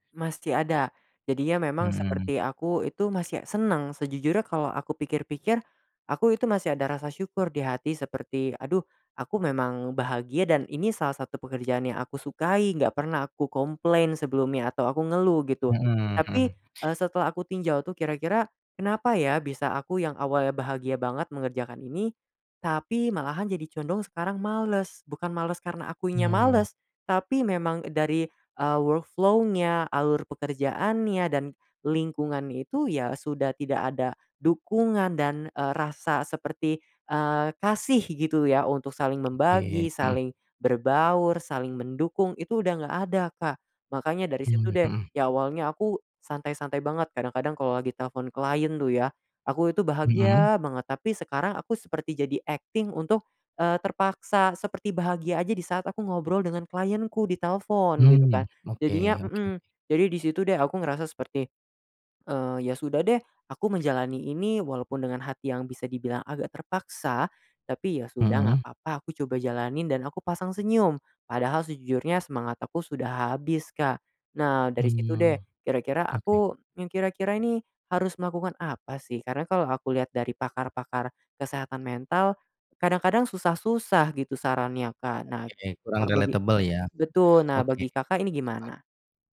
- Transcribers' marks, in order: tapping; in English: "workflow-nya"; other background noise; throat clearing; unintelligible speech; in English: "relatable"
- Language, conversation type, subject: Indonesian, advice, Bagaimana cara mengatasi hilangnya motivasi dan semangat terhadap pekerjaan yang dulu saya sukai?